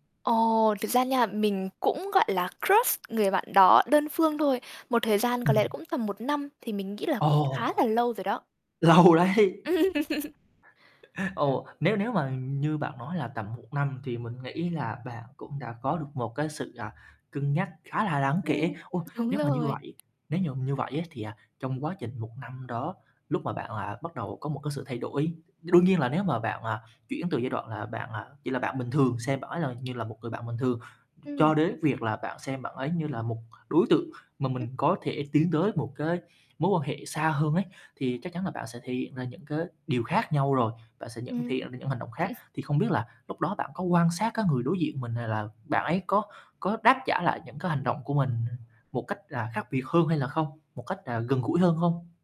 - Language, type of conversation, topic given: Vietnamese, advice, Tôi có tình cảm với bạn thân và sợ mất tình bạn, tôi nên làm gì?
- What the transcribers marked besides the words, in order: in English: "crush"; static; laughing while speaking: "lâu đấy"; laugh; chuckle; tapping; distorted speech; chuckle; other background noise